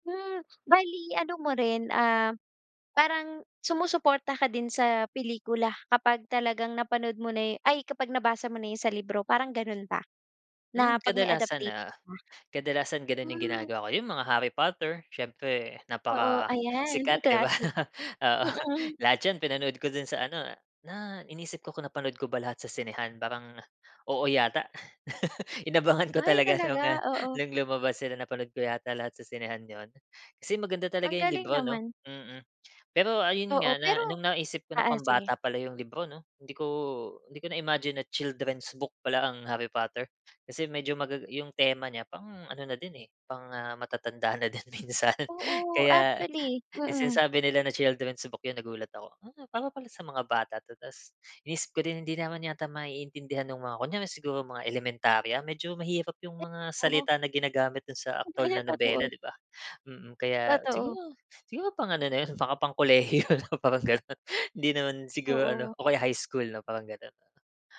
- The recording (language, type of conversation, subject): Filipino, podcast, Ano ang paborito mong libangan kapag gusto mong magpahinga?
- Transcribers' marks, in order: other background noise; laughing while speaking: "'di ba? Oo"; laughing while speaking: "inabangan ko talaga no'ng"; laughing while speaking: "na din minsan"; laughing while speaking: "'No ba yan"; laughing while speaking: "kolehiyo na parang gano'n"; wind